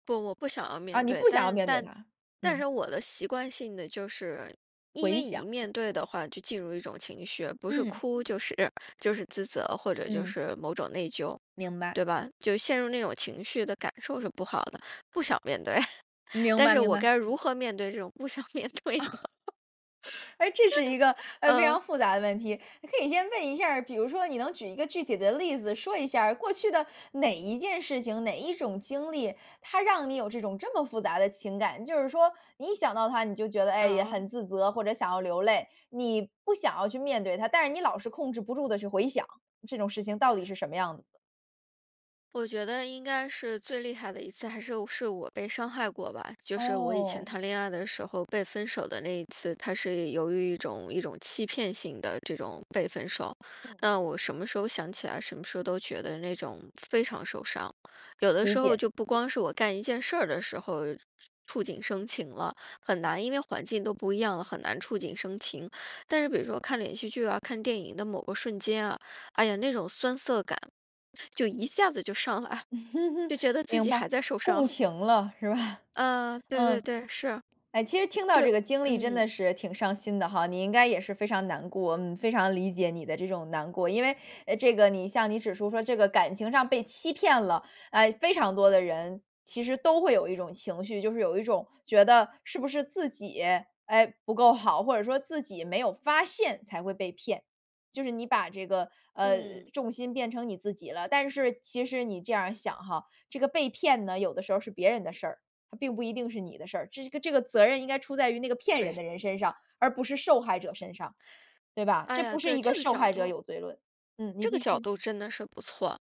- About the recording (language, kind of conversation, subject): Chinese, advice, 当过去的创伤被触发、情绪回涌时，我该如何应对？
- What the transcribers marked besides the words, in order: laughing while speaking: "是"; sniff; chuckle; laughing while speaking: "不想面对呢？"; laugh; other background noise; laugh; laughing while speaking: "是吧？"